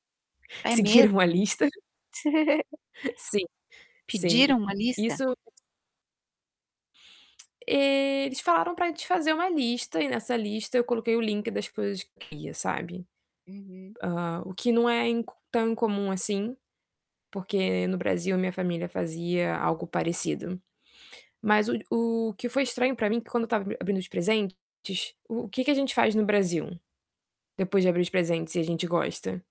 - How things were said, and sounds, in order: other background noise; laughing while speaking: "Seguiram a lista"; chuckle; distorted speech
- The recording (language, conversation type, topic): Portuguese, advice, Como posso entender e respeitar os costumes locais ao me mudar?